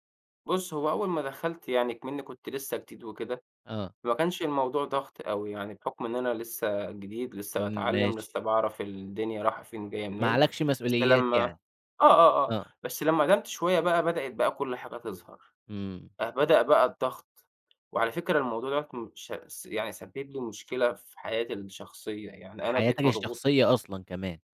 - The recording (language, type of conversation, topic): Arabic, podcast, إيه العلامات اللي بتقول إن شغلك بيستنزفك؟
- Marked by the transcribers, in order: none